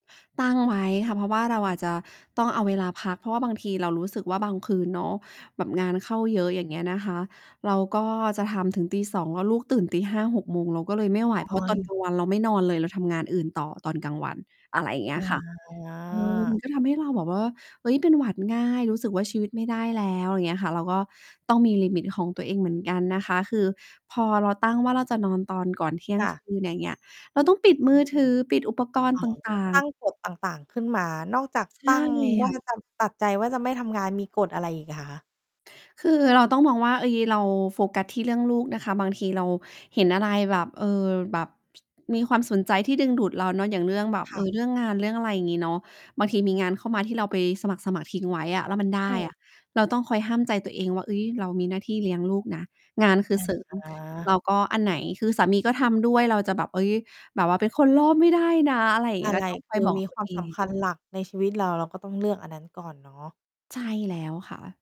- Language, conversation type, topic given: Thai, podcast, คุณจัดสมดุลระหว่างงานกับชีวิตส่วนตัวยังไงบ้าง?
- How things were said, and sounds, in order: distorted speech; drawn out: "อา"; mechanical hum; other noise